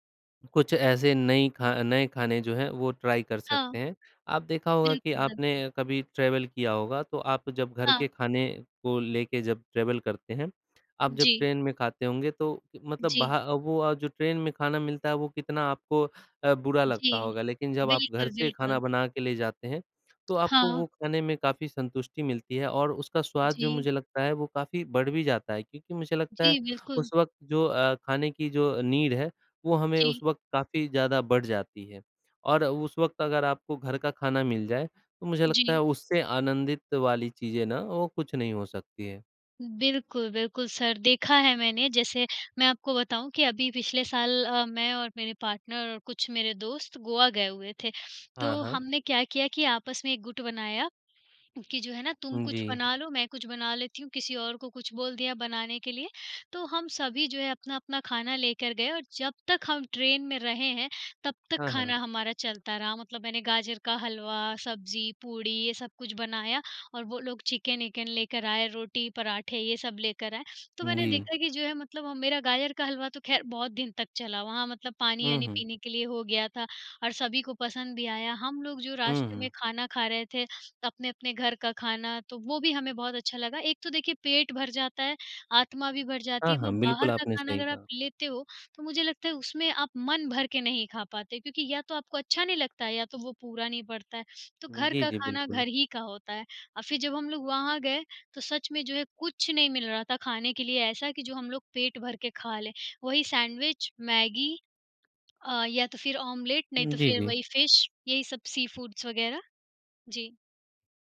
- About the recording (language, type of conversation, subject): Hindi, unstructured, क्या आपको घर का खाना ज़्यादा पसंद है या बाहर का?
- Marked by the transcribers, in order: in English: "ट्राय"; in English: "ट्रैवल"; in English: "ट्रैवल"; tapping; in English: "नीड"; in English: "पार्टनर"; other background noise; in English: "फिश"; in English: "सीफूड्स"